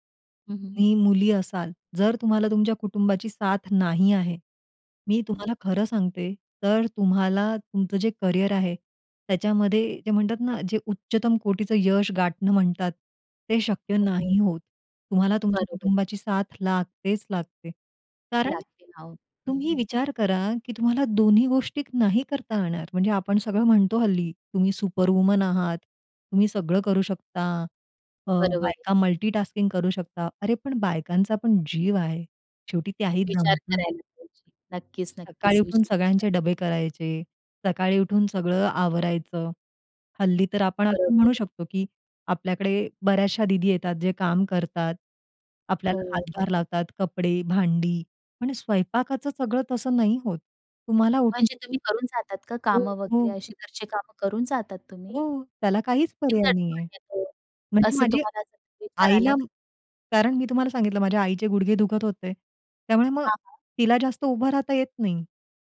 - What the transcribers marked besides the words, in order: other noise; tapping; in English: "सुपरवुमन"; in English: "मल्टीटास्किंग"; unintelligible speech; unintelligible speech
- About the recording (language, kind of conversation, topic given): Marathi, podcast, कुटुंब आणि करिअर यांच्यात कसा समतोल साधता?